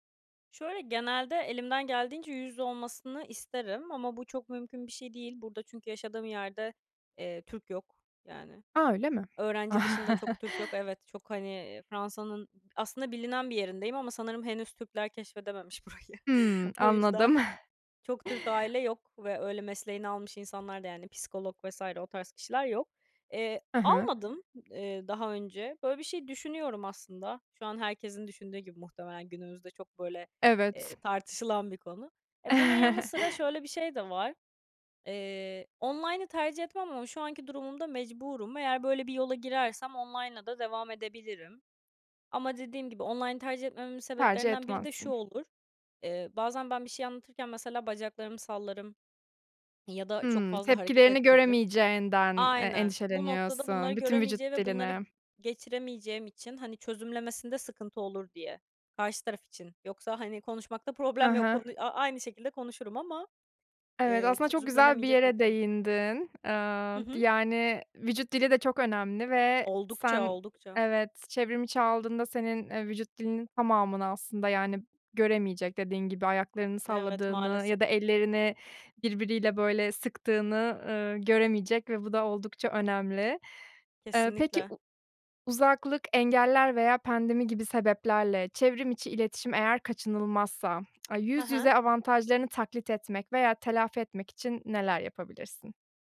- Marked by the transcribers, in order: other background noise; chuckle; laughing while speaking: "burayı"; giggle; chuckle; in English: "online'ı"; in English: "online'la"; in English: "online'ı"; swallow; tapping; tsk
- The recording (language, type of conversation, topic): Turkish, podcast, Yüz yüze sohbetlerin çevrimiçi sohbetlere göre avantajları nelerdir?